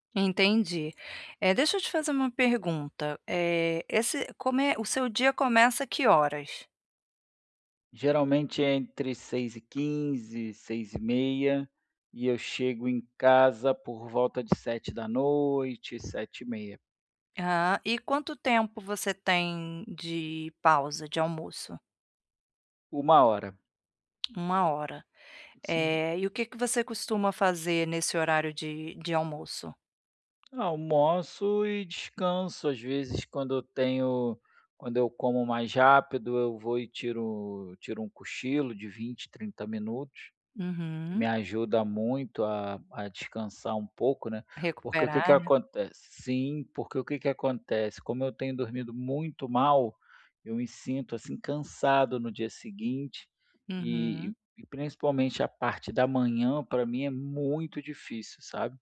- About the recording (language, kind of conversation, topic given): Portuguese, advice, Como posso criar um ritual breve para reduzir o estresse físico diário?
- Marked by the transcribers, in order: tapping; other background noise